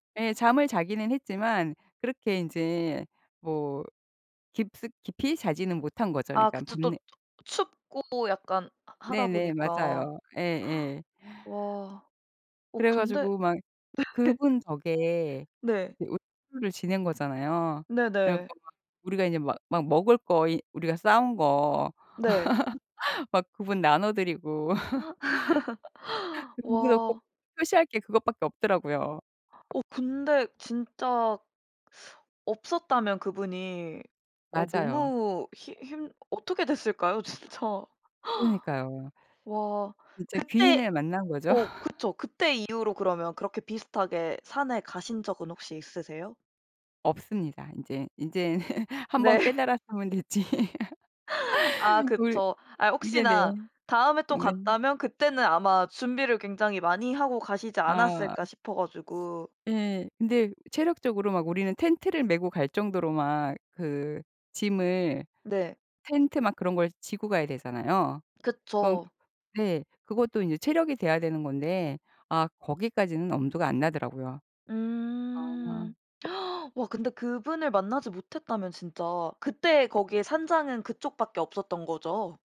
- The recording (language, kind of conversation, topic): Korean, podcast, 등산이나 캠핑 중 큰 위기를 겪은 적이 있으신가요?
- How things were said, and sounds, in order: tapping; gasp; laughing while speaking: "네"; unintelligible speech; other background noise; laugh; laughing while speaking: "진짜"; laugh; laughing while speaking: "네"; laugh; laughing while speaking: "됐지"; laugh; gasp